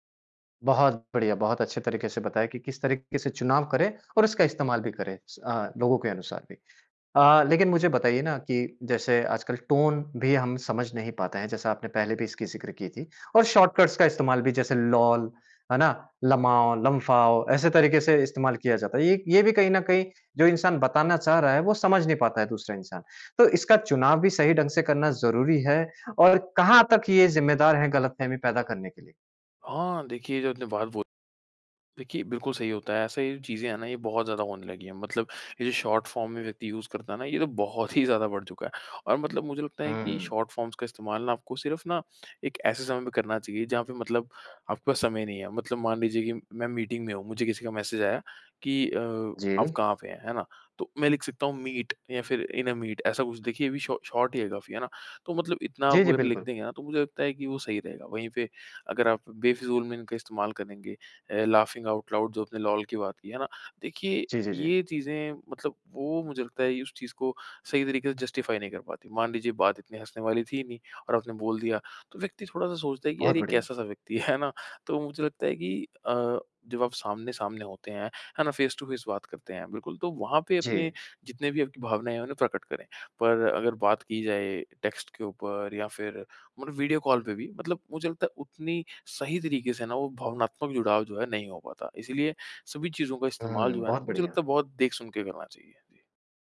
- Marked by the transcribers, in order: in English: "लोल"; in English: "लमाओ, लम्फाओ"; in English: "शॉर्ट फॉर्म"; in English: "यूज़"; laughing while speaking: "ज़्यादा बढ़"; in English: "शॉर्ट फॉर्म्स"; in English: "मीट"; in English: "इन अ मीट"; in English: "शॉ शॉर्ट"; in English: "लाफिंग आउट लाउड्स"; in English: "लोल"; in English: "जस्टिफाई"; in English: "फ़ेस टू फ़ेस"
- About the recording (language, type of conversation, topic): Hindi, podcast, टेक्स्ट संदेशों में गलतफहमियाँ कैसे कम की जा सकती हैं?